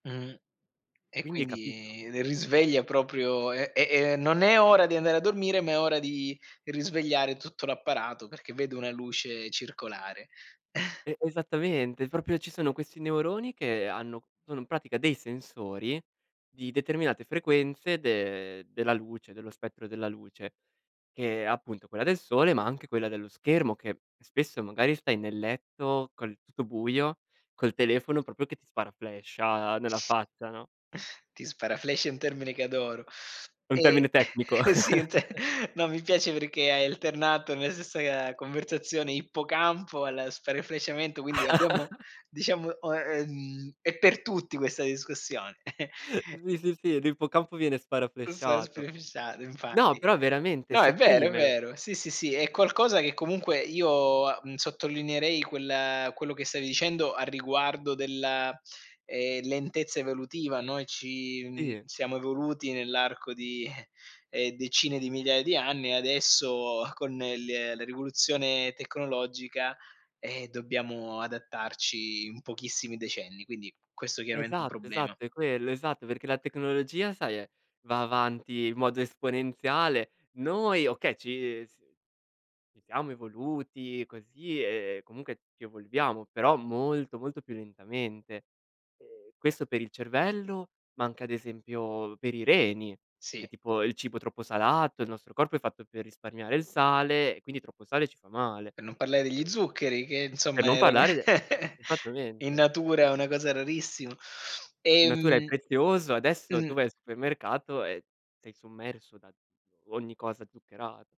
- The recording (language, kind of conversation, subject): Italian, podcast, Come costruisci una routine serale per dormire meglio?
- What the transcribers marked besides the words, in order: chuckle; sniff; sniff; laughing while speaking: "sì"; chuckle; chuckle; chuckle; unintelligible speech; other background noise; giggle